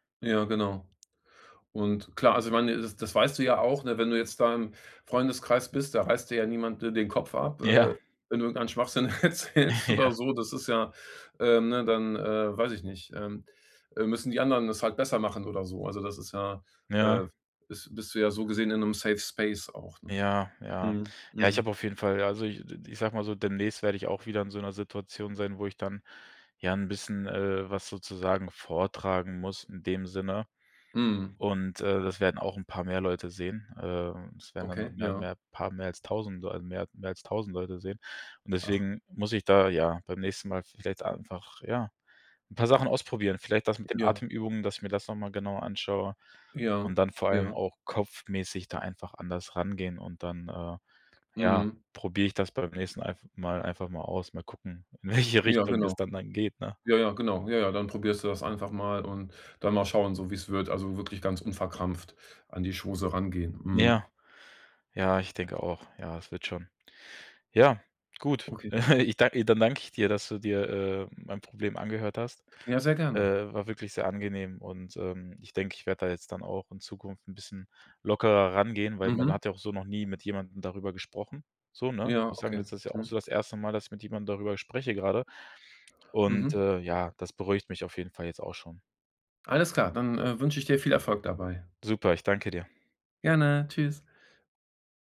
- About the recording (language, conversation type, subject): German, advice, Wie kann ich in sozialen Situationen weniger nervös sein?
- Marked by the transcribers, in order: other background noise; unintelligible speech; laughing while speaking: "Ja"; laughing while speaking: "erzählst"; unintelligible speech; laughing while speaking: "welche Richtung"; chuckle